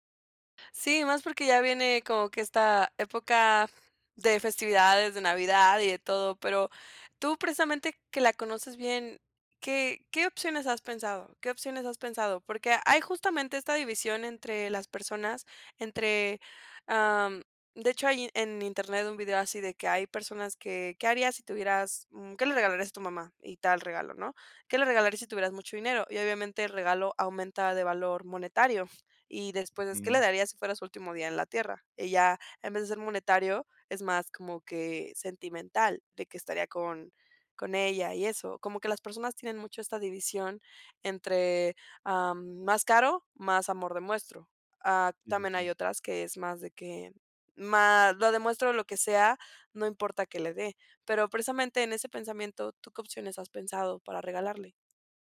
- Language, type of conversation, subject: Spanish, advice, ¿Cómo puedo encontrar un regalo con significado para alguien especial?
- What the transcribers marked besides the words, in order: none